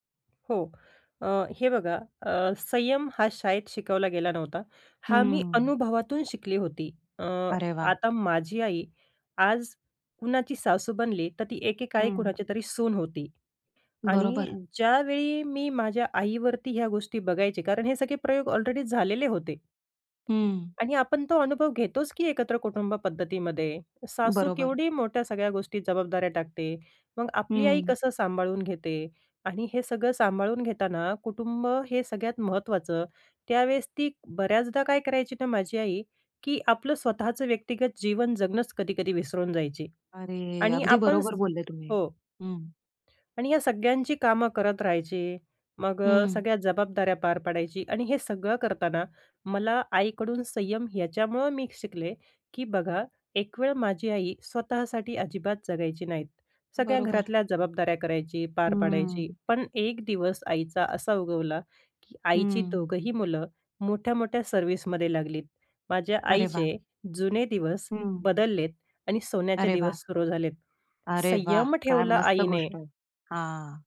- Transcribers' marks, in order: tapping; other background noise
- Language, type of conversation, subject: Marathi, podcast, कठीण प्रसंगी तुमच्या संस्कारांनी कशी मदत केली?